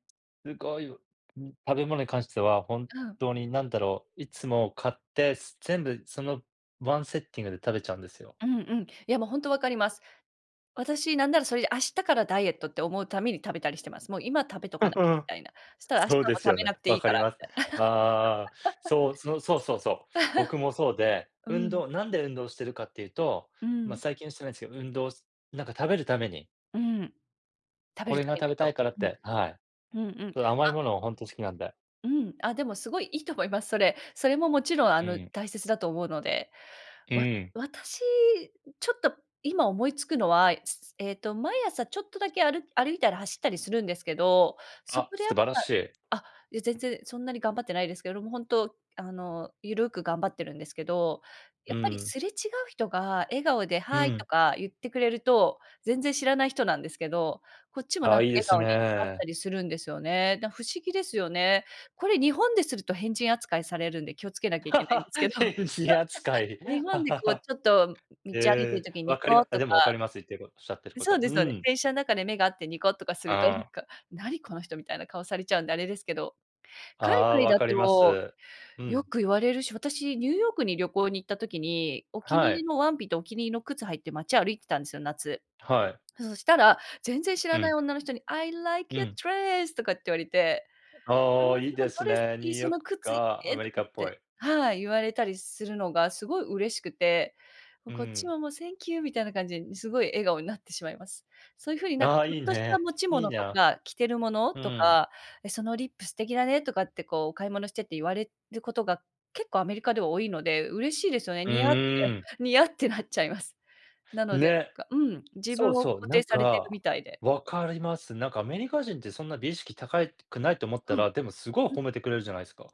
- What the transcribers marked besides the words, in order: in English: "ワンセッティング"; laughing while speaking: "うん うん。そうですよね"; chuckle; laugh; other background noise; chuckle; giggle; laugh; laughing while speaking: "変人扱い"; laugh; put-on voice: "I like your dress"; in English: "I like your dress"; in English: "Thank you"
- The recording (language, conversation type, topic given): Japanese, unstructured, あなたの笑顔を引き出すものは何ですか？